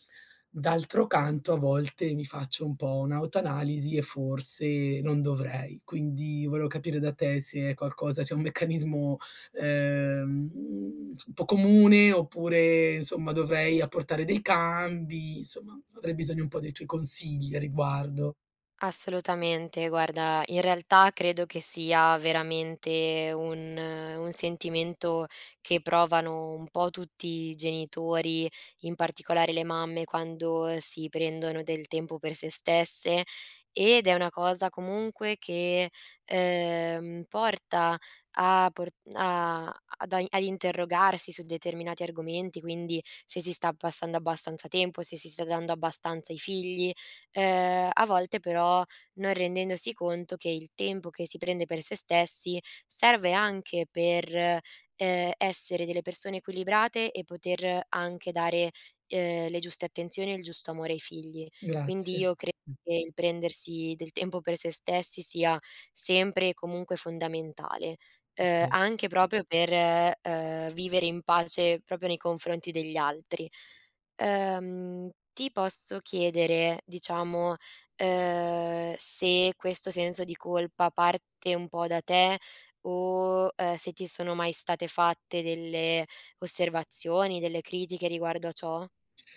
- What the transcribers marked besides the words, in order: tsk; "proprio" said as "propio"; "proprio" said as "propio"
- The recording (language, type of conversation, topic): Italian, advice, Come descriveresti il senso di colpa che provi quando ti prendi del tempo per te?